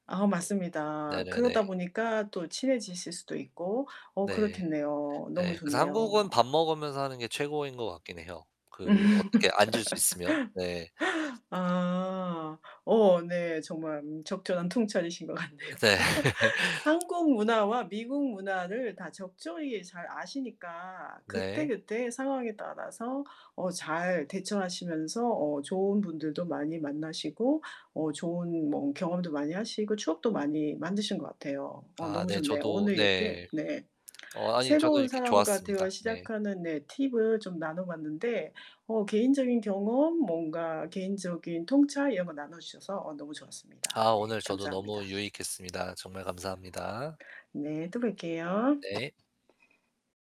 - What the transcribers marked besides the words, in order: other background noise; laughing while speaking: "음"; laugh; tapping; laughing while speaking: "같네요"; laugh; laughing while speaking: "네"; laugh; unintelligible speech; unintelligible speech
- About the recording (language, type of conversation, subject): Korean, podcast, 새로운 사람과 자연스럽게 대화를 시작하는 방법에는 어떤 것들이 있을까요?